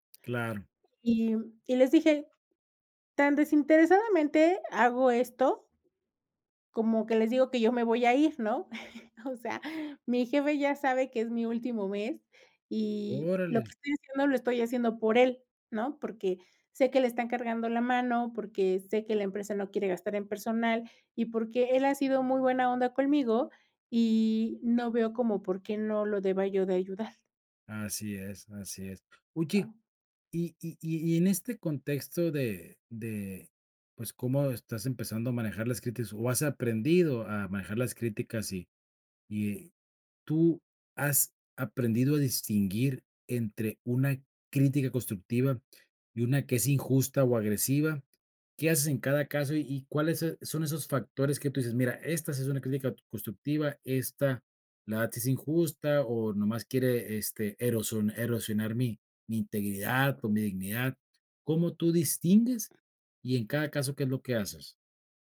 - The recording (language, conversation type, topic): Spanish, podcast, ¿Cómo manejas las críticas sin ponerte a la defensiva?
- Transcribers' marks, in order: tapping; other background noise; chuckle; laughing while speaking: "o sea"